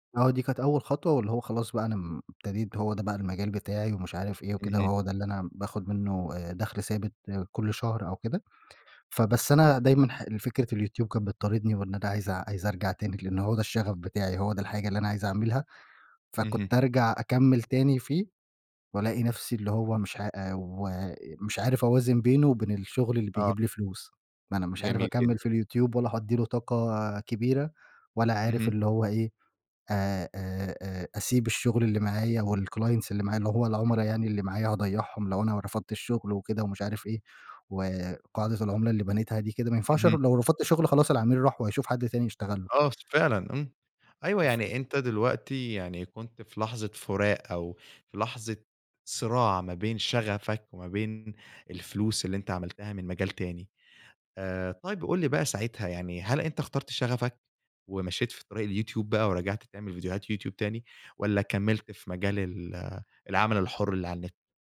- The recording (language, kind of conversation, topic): Arabic, podcast, إزاي بتوازن بين شغفك والمرتب اللي نفسك فيه؟
- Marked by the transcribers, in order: in English: "والclients"; unintelligible speech